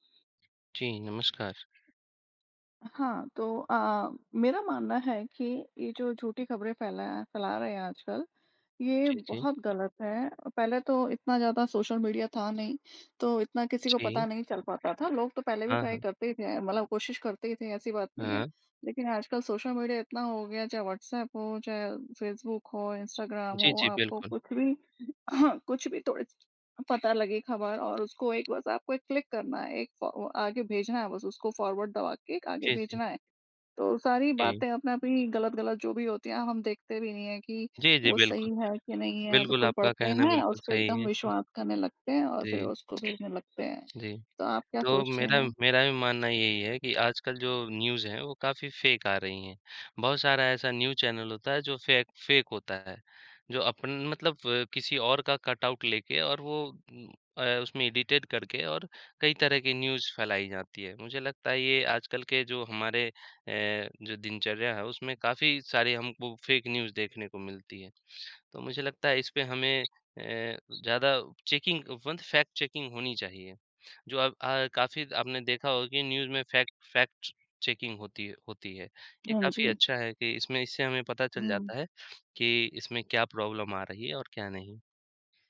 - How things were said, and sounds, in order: tapping; in English: "ट्राई"; throat clearing; in English: "क्लिक"; in English: "फॉरवर्ड"; other background noise; in English: "न्यूज़"; in English: "फेक"; in English: "न्यूज़"; in English: "फेक फेक"; in English: "कटआउट"; in English: "एडिटेड"; in English: "न्यूज़"; in English: "फेक न्यूज़"; in English: "चेकिंग वन फैक्ट चेकिंग"; in English: "न्यूज़"; in English: "फैक्ट फ़ैक्ट्स चेकिंग"; in English: "प्रॉब्लम"
- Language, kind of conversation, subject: Hindi, unstructured, आपको क्या लगता है, क्या खबरों में अधिक तथ्य-जांच होनी चाहिए?